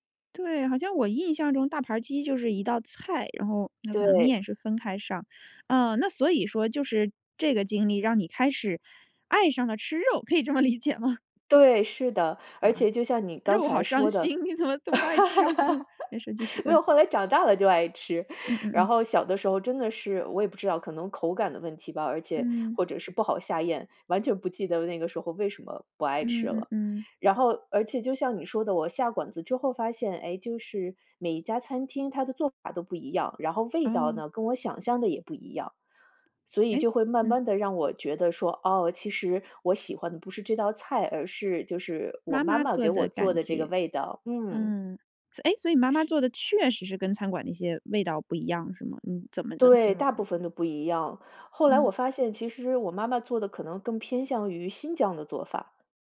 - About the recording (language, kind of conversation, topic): Chinese, podcast, 你小时候最怀念哪一道家常菜？
- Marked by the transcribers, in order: laughing while speaking: "可以这么理解吗？"; laughing while speaking: "肉好伤心，你怎么都不爱吃哇"; laugh; laughing while speaking: "没有，后来长大了就爱吃"; other background noise